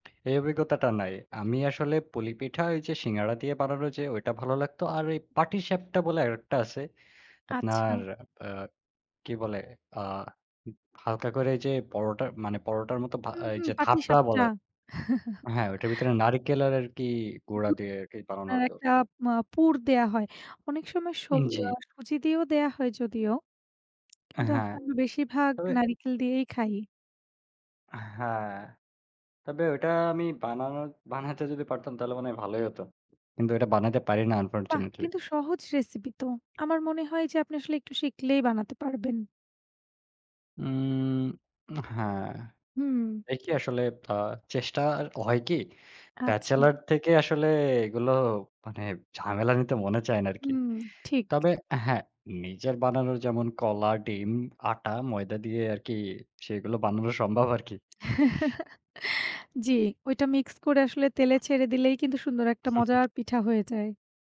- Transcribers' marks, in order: other background noise; chuckle; lip smack; horn; tapping; chuckle; chuckle
- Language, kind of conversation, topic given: Bengali, unstructured, তোমার প্রিয় উৎসবের খাবার কোনটি, আর সেটি তোমার কাছে কেন বিশেষ?